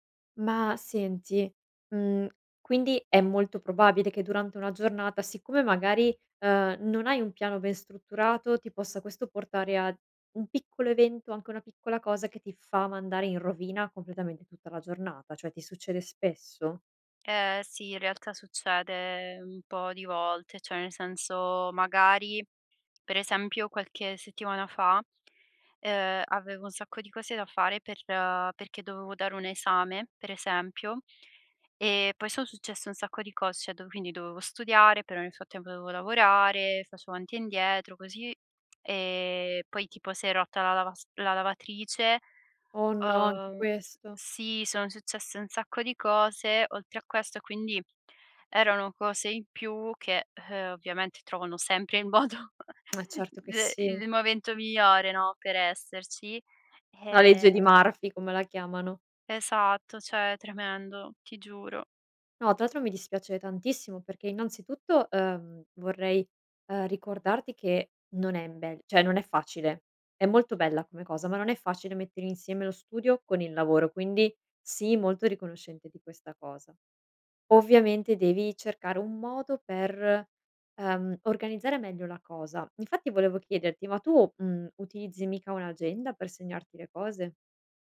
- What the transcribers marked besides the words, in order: other background noise; "cioè" said as "ceh"; "frattempo" said as "fattempo"; "facevo" said as "faceo"; lip smack; laughing while speaking: "il bodo"; "modo" said as "bodo"; chuckle; "cioè" said as "ceh"
- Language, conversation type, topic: Italian, advice, Come descriveresti l’assenza di una routine quotidiana e la sensazione che le giornate ti sfuggano di mano?